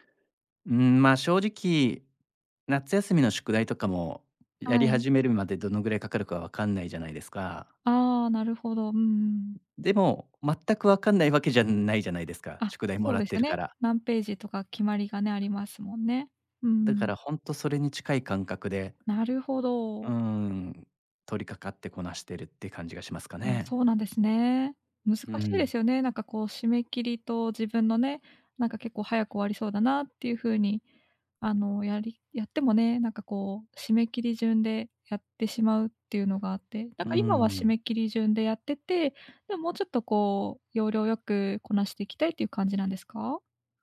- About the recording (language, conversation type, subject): Japanese, advice, 複数のプロジェクトを抱えていて、どれにも集中できないのですが、どうすればいいですか？
- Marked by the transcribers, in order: tapping; other background noise